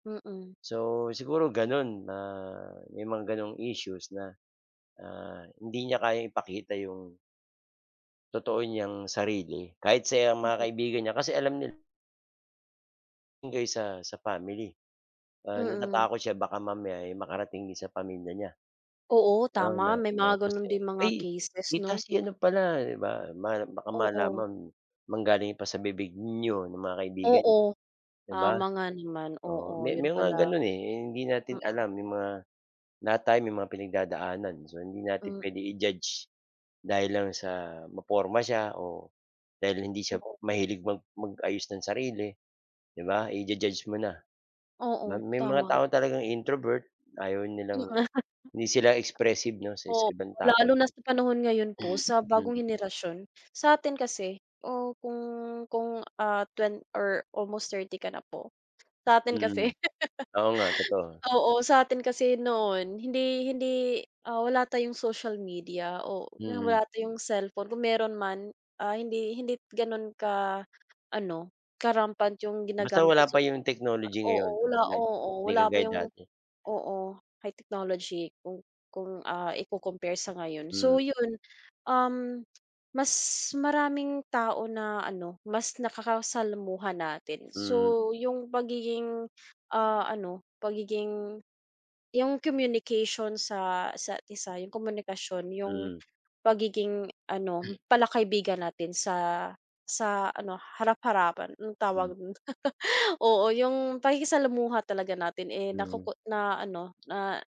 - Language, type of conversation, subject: Filipino, unstructured, Paano mo ipinapakita ang tunay mong sarili sa harap ng iba?
- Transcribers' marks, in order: drawn out: "na"; stressed: "niyo"; chuckle; tapping; other background noise; laugh; laugh